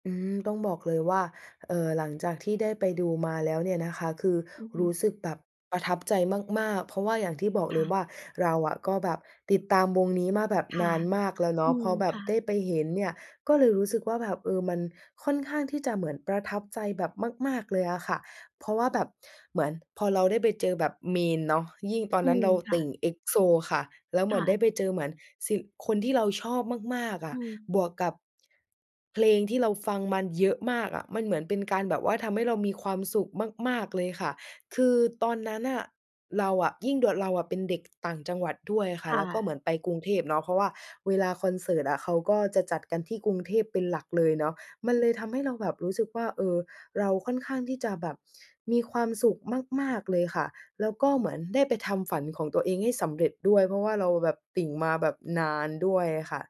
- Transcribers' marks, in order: none
- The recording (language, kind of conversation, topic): Thai, podcast, คุณช่วยเล่าประสบการณ์ไปคอนเสิร์ตที่น่าจดจำที่สุดของคุณให้ฟังหน่อยได้ไหม?